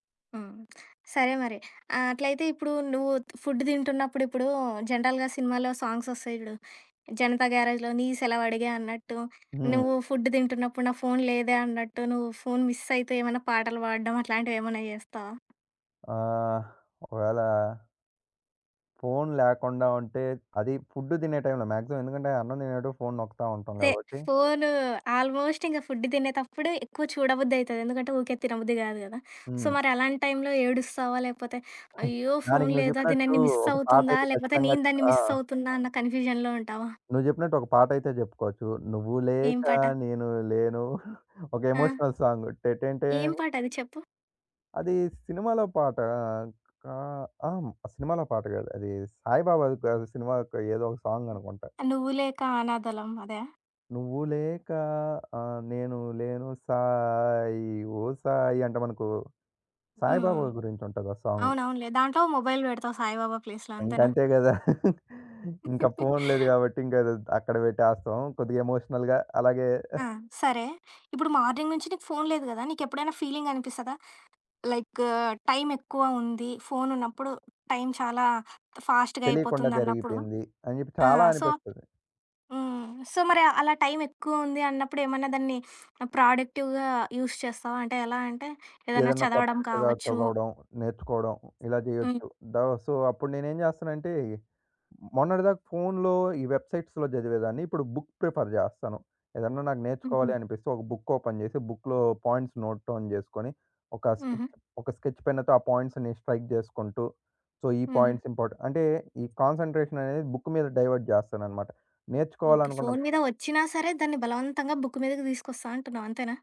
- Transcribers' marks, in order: other background noise; in English: "జనరల్‌గా"; in English: "మాక్సిమం"; in English: "ఆల్మోస్ట్"; in English: "సో"; giggle; in English: "మిస్"; in English: "మిస్"; in English: "కన్‌ఫ్యూజన్‌లో"; singing: "నువ్వు లేక నేను లేను"; in English: "ఎమోషనల్"; singing: "నువ్వు లేకా"; singing: "సాయి ఓ సాయి"; in English: "మొబైల్"; in English: "ప్లేస్‌లో"; chuckle; in English: "ఎమోషనల్‌గా"; in English: "మార్నింగ్"; in English: "ఫాస్ట్‌గా"; in English: "సో"; in English: "సో"; in English: "ప్రొడక్టివ్‌గా యూజ్"; in English: "సో"; in English: "వెబ్‌సైట్స్‌లో"; in English: "బుక్ ప్రిఫర్"; in English: "బుక్ ఓపెన్"; in English: "బుక్‌లో పాయింట్స్ నోట్ డౌన్"; in English: "స్కెచ్"; in English: "స్కెచ్ పెన్నతో"; in English: "పాయింట్స్‌ని స్ట్రైక్"; in English: "సో"; in English: "పాయింట్స్ ఇంపార్ట్"; in English: "బుక్"; in English: "డైవర్ట్"; in English: "బుక్"
- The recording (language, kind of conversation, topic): Telugu, podcast, ఫోన్ లేకుండా ఒకరోజు మీరు ఎలా గడుపుతారు?